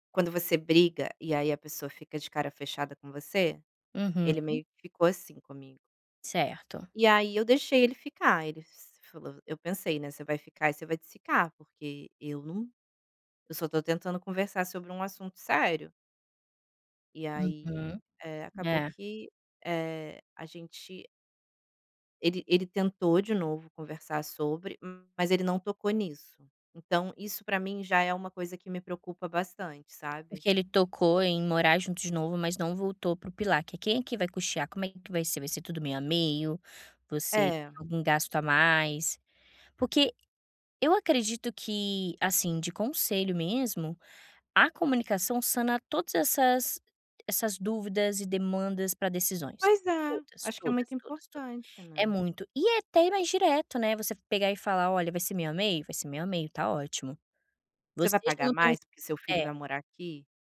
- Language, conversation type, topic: Portuguese, advice, Vocês devem morar juntos ou continuar morando separados?
- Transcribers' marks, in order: tapping